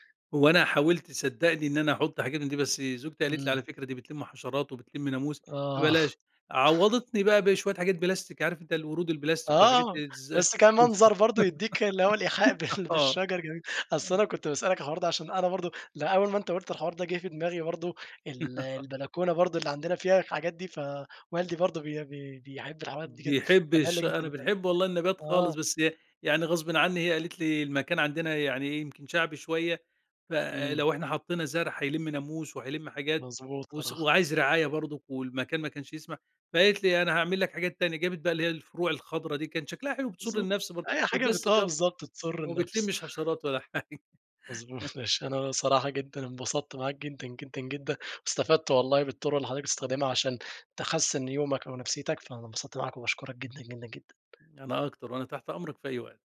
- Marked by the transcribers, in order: chuckle; stressed: "آه"; laughing while speaking: "بال بالشجر جميل"; unintelligible speech; laugh; unintelligible speech; laugh; laughing while speaking: "حاجة"
- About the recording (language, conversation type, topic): Arabic, podcast, إيه الحاجات اللي بتدي يومك معنى؟